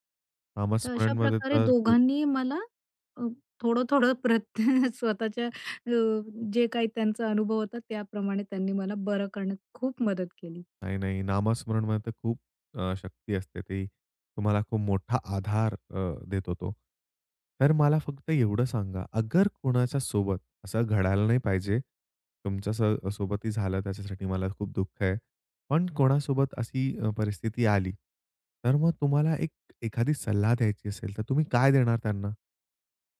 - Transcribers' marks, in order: other background noise; laughing while speaking: "प्रत स्वतःच्या"; tapping
- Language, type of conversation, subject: Marathi, podcast, जखम किंवा आजारानंतर स्वतःची काळजी तुम्ही कशी घेता?